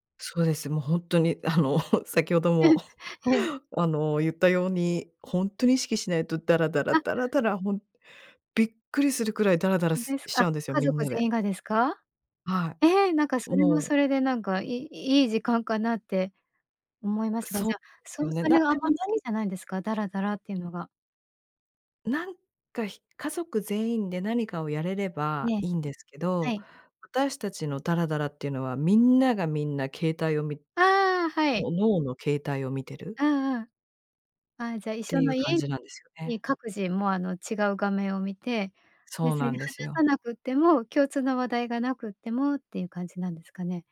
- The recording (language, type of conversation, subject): Japanese, podcast, 週末はご家族でどんなふうに過ごすことが多いですか？
- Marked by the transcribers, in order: laughing while speaking: "あの先ほども"; laugh